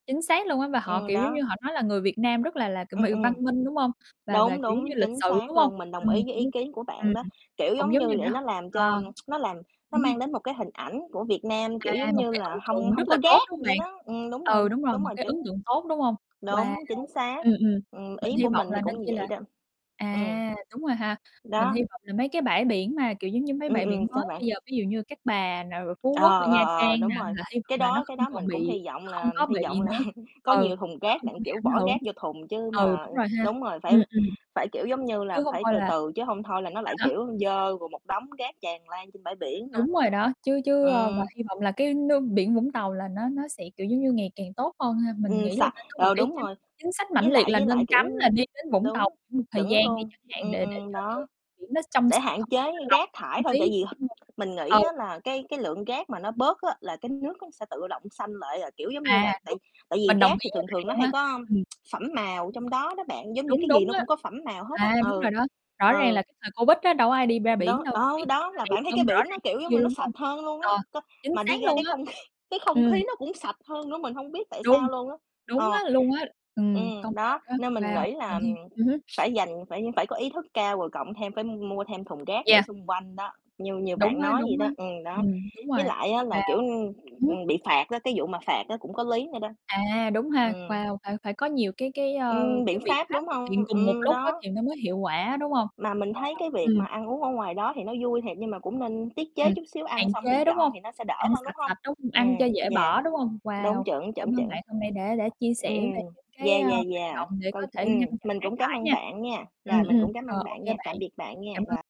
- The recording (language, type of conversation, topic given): Vietnamese, unstructured, Bạn nghĩ gì khi thấy rác thải tràn lan trên bãi biển?
- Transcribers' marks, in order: other background noise; tapping; unintelligible speech; distorted speech; tsk; stressed: "rác"; laughing while speaking: "là"; static; tsk; sniff